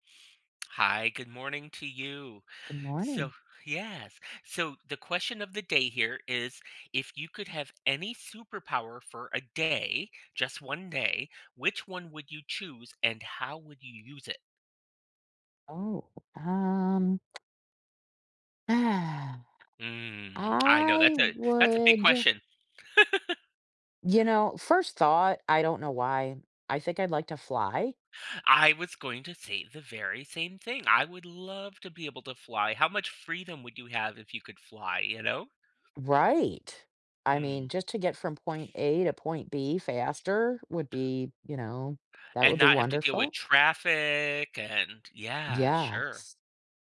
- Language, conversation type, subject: English, unstructured, How do you think having a superpower, even briefly, could change your perspective or actions in everyday life?
- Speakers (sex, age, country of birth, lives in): female, 55-59, United States, United States; male, 45-49, United States, United States
- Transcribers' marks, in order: tapping; sigh; other background noise; chuckle